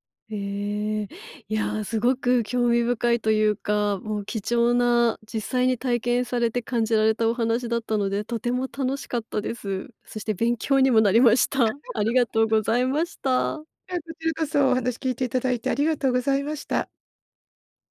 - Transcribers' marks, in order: laugh
- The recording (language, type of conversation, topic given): Japanese, podcast, 食事のマナーで驚いた出来事はありますか？